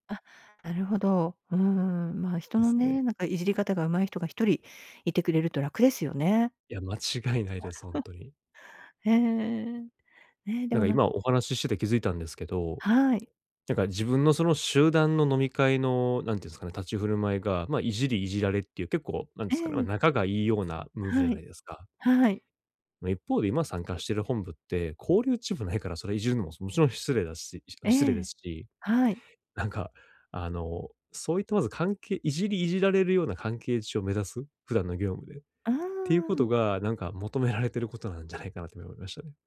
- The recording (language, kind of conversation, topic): Japanese, advice, 集まりでいつも孤立してしまうのですが、どうすれば自然に交流できますか？
- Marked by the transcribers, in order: chuckle; laughing while speaking: "求められていることなんじゃないかなって"